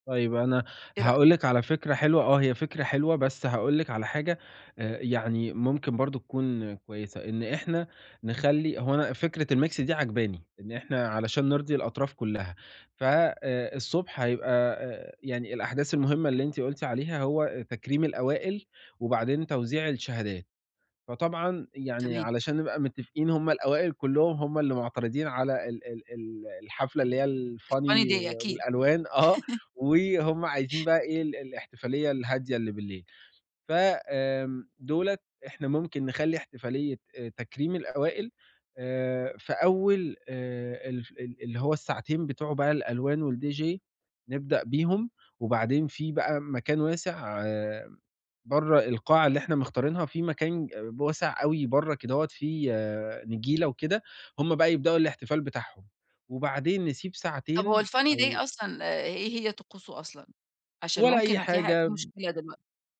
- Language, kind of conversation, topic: Arabic, advice, إزاي نتعامل مع خلافات المجموعة وإحنا بنخطط لحفلة؟
- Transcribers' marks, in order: in English: "الmix"; in English: "الfunny day"; laugh; in English: "الfunny"; in English: "والDJ"; in English: "الfunny day"